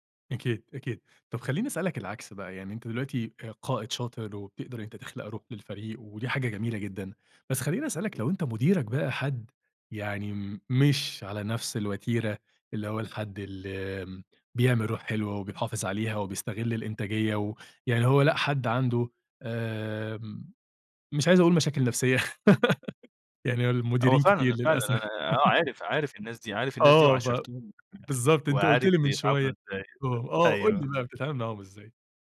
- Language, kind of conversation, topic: Arabic, podcast, إيه الطريقة اللي بتستخدمها عشان تبني روح الفريق؟
- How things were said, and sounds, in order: laugh; unintelligible speech